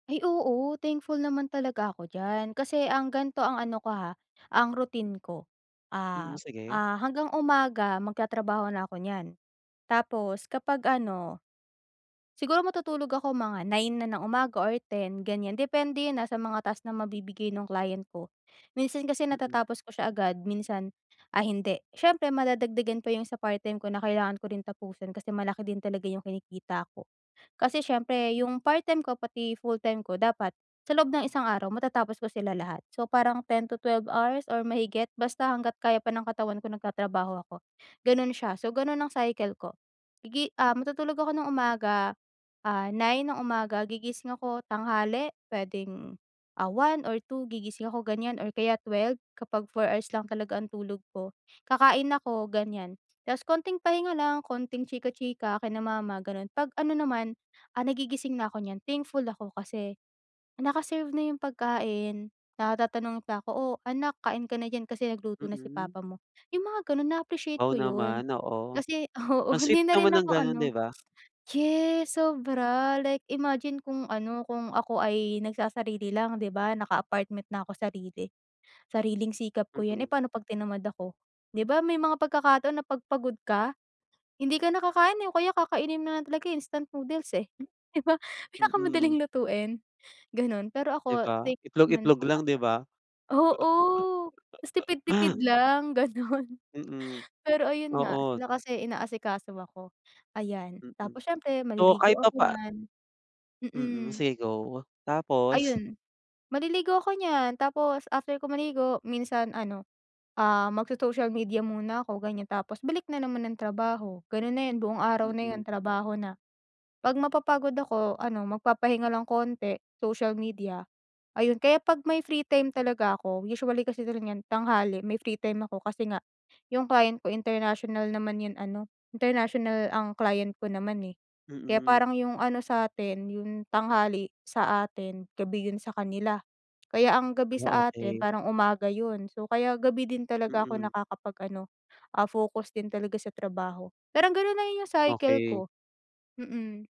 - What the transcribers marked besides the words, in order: other background noise; laughing while speaking: "di ba? Pinakamadaling lutuin"; giggle; laughing while speaking: "gano'n"
- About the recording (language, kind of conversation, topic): Filipino, advice, Paano ako mananatiling nakapokus habang nagpapahinga at naglilibang sa bahay?